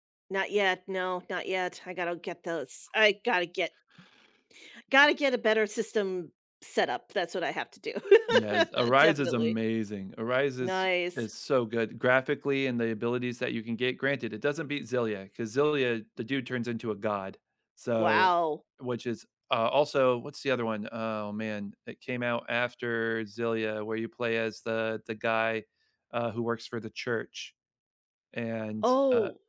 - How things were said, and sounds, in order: laugh
- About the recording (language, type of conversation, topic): English, unstructured, What comfort TV shows do you rewatch on rainy days?